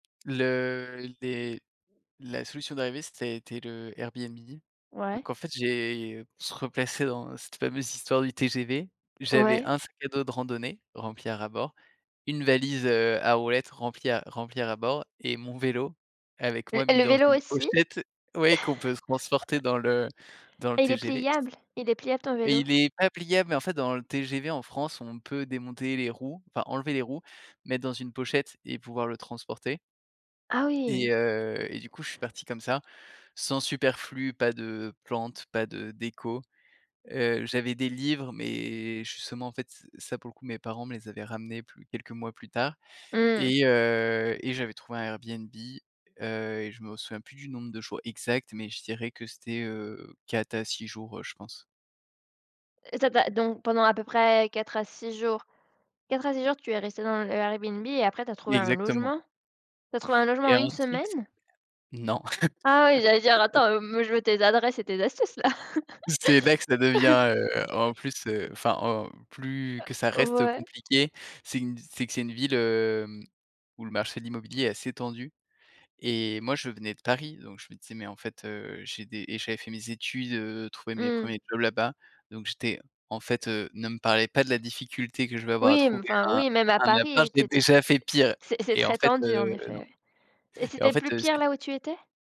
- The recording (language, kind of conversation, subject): French, podcast, Comment un déménagement imprévu a-t-il chamboulé ta vie ?
- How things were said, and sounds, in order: other noise; other background noise; chuckle; laugh; chuckle; tapping